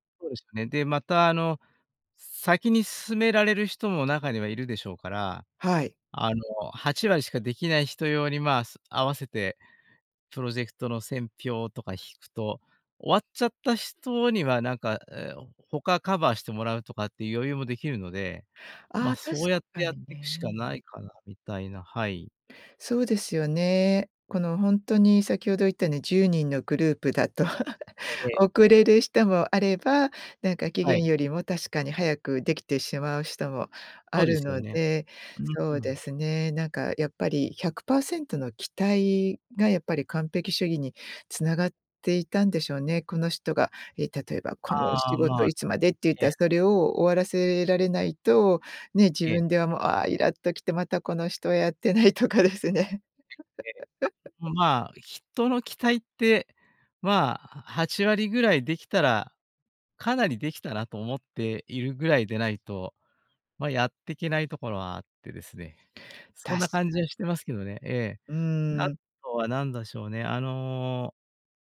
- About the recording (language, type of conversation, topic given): Japanese, podcast, 完璧主義を手放すコツはありますか？
- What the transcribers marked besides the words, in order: chuckle; laughing while speaking: "やってないとかですね"; unintelligible speech; laugh